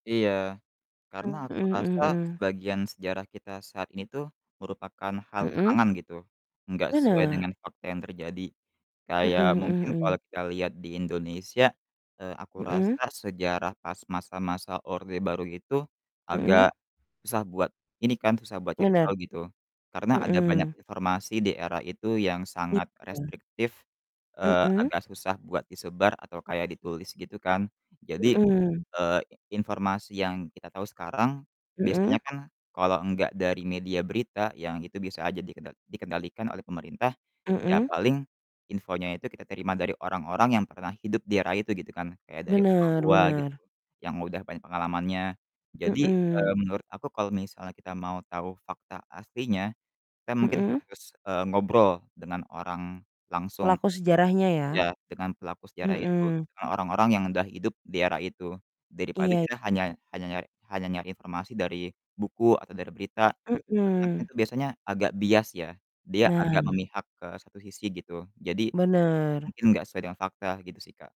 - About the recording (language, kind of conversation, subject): Indonesian, unstructured, Bagaimana jadinya jika sejarah ditulis ulang tanpa berlandaskan fakta yang sebenarnya?
- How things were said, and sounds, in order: distorted speech; other background noise